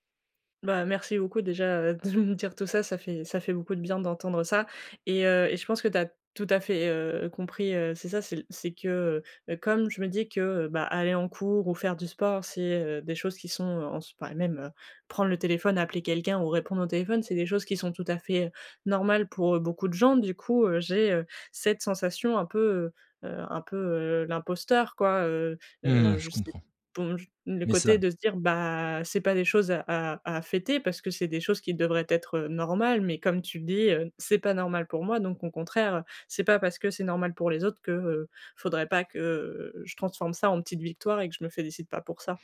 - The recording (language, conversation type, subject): French, advice, Comment puis-je reconnaître mes petites victoires quotidiennes ?
- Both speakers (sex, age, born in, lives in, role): female, 20-24, France, France, user; male, 35-39, France, France, advisor
- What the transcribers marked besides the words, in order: other background noise